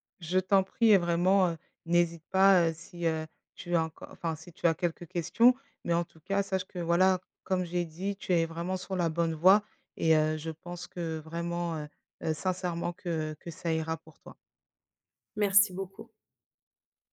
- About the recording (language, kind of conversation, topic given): French, advice, Pourquoi envisagez-vous de quitter une relation stable mais non épanouissante ?
- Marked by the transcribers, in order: none